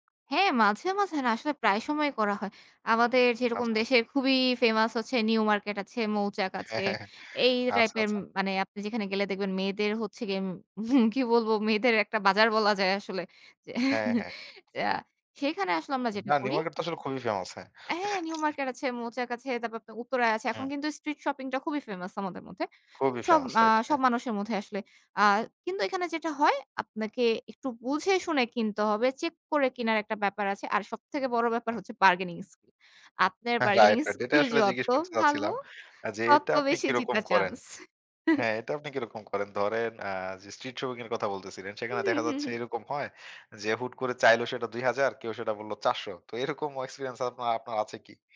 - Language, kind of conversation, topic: Bengali, podcast, কম খরচে কীভাবে ভালো দেখানো যায় বলে তুমি মনে করো?
- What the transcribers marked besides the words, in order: laughing while speaking: "হ্যাঁ, হ্যাঁ, হ্যাঁ"; chuckle; other background noise; chuckle; in English: "street shopping"; in English: "bargaining skill"; laughing while speaking: "bargaining skill যত ভালো তত বেশি জিতার চান্স"; in English: "bargaining skill"; chuckle; in English: "street shopping"; laughing while speaking: "হুম, হুম, হুম, হুম"; laughing while speaking: "এরকম"